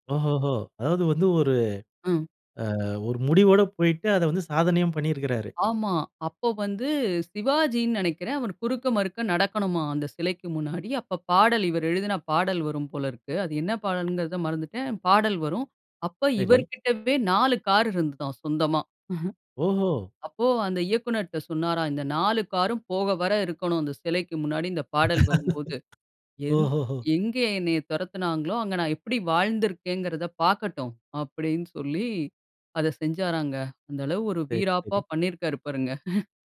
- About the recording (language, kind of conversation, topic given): Tamil, podcast, படம், பாடல் அல்லது ஒரு சம்பவம் மூலம் ஒரு புகழ்பெற்றவர் உங்கள் வாழ்க்கையை எப்படிப் பாதித்தார்?
- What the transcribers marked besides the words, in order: chuckle; laugh; chuckle